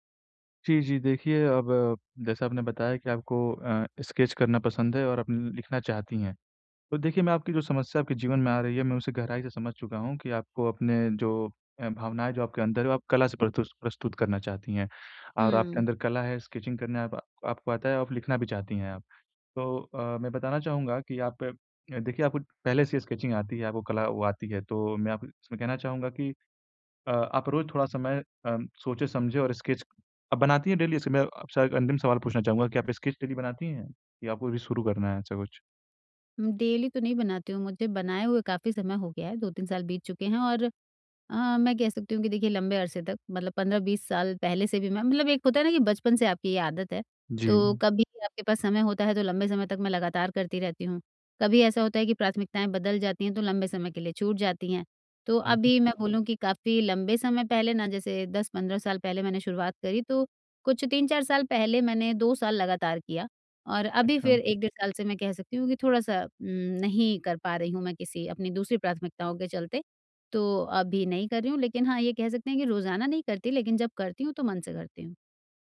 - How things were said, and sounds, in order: in English: "स्केच"; in English: "स्केचिंग"; in English: "स्केचिंग"; in English: "स्केच"; in English: "डेली"; in English: "स्केच डेली"; in English: "डेली"; tapping
- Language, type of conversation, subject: Hindi, advice, कला के ज़रिए मैं अपनी भावनाओं को कैसे समझ और व्यक्त कर सकता/सकती हूँ?